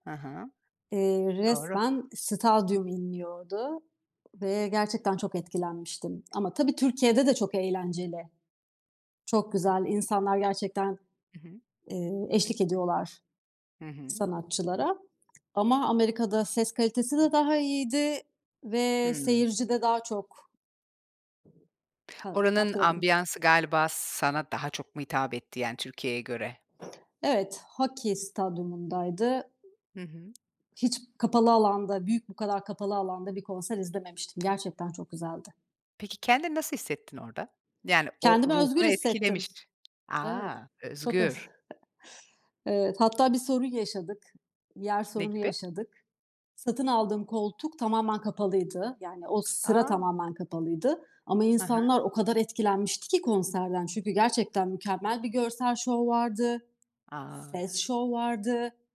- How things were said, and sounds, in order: other background noise; tapping; other noise; chuckle
- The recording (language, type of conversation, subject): Turkish, podcast, Müzik ruh halimizi nasıl değiştirir?